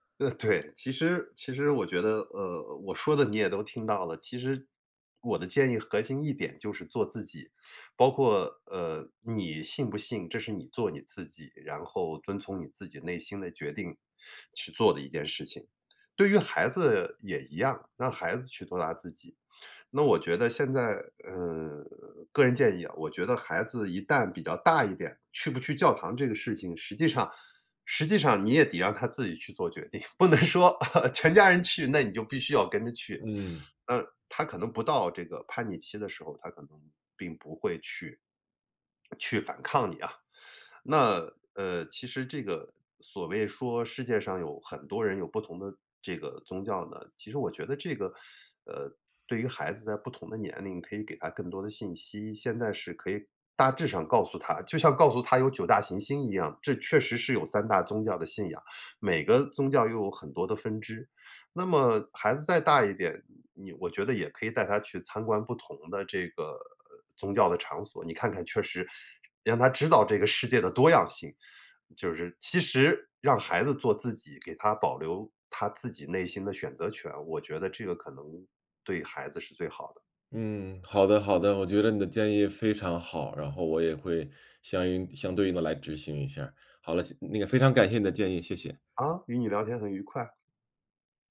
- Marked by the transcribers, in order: laughing while speaking: "不能说，哦，全家人去"
- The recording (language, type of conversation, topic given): Chinese, advice, 你为什么会对自己的信仰或价值观感到困惑和怀疑？